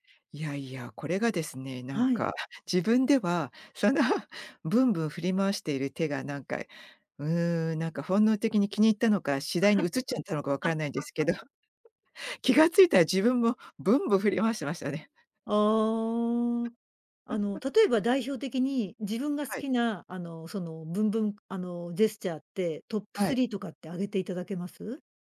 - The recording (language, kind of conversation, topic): Japanese, podcast, ジェスチャーの意味が文化によって違うと感じたことはありますか？
- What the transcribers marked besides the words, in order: chuckle; laughing while speaking: "その"; laugh; giggle; giggle